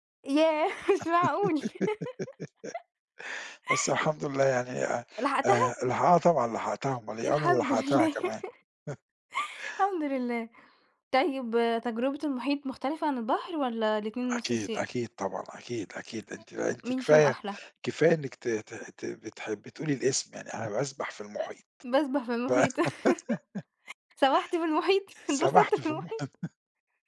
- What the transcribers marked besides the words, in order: laughing while speaking: "ياه مش معقول!"; laugh; laugh; laughing while speaking: "الحمد لله"; laugh; other background noise; laughing while speaking: "باسبح في المحيط، سبحت في المحيط، انبسطت في المحيط"; laugh; laugh
- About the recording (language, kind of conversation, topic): Arabic, podcast, إيه أحلى ذكرى ليك من السفر مع العيلة؟